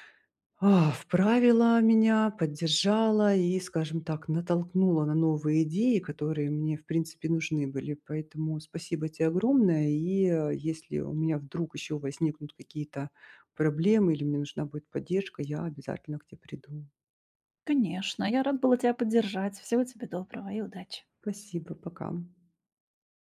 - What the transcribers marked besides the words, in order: sigh
- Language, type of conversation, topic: Russian, advice, Как лучше управлять ограниченным бюджетом стартапа?